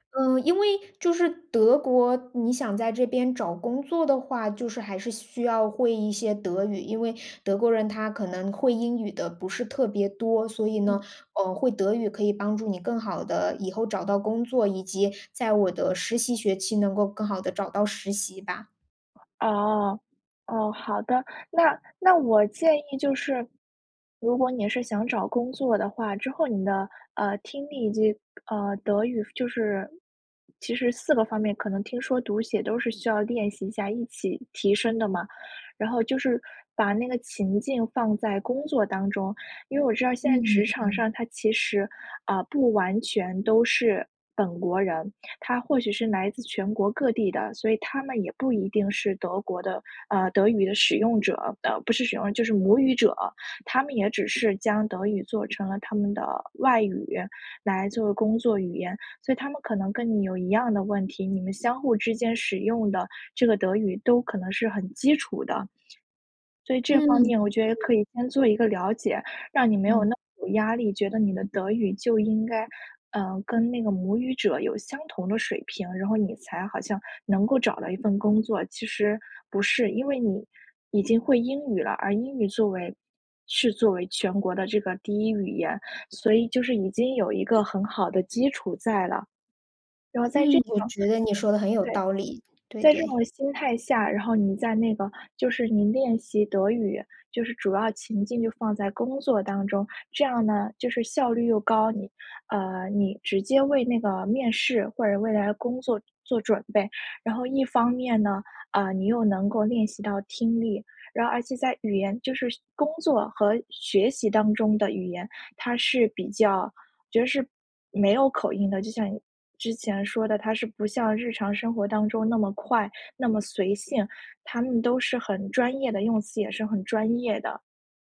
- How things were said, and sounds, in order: other background noise
- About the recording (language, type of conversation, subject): Chinese, advice, 语言障碍让我不敢开口交流